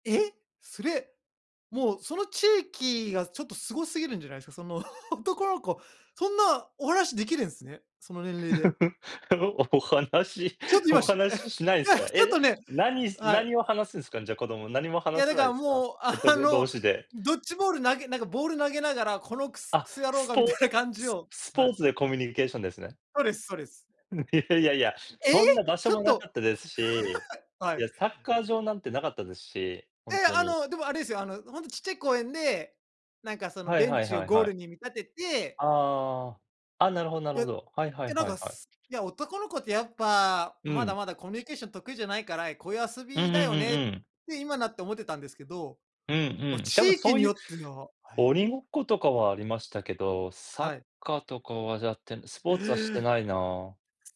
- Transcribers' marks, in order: laughing while speaking: "男の子"; laugh; laughing while speaking: "お話し お話ししないんですか"; laughing while speaking: "あの"; laughing while speaking: "みたいな感じを"; surprised: "え！"; laugh; other background noise; surprised: "ええ！"
- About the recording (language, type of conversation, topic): Japanese, unstructured, 子どもの頃、いちばん楽しかった思い出は何ですか？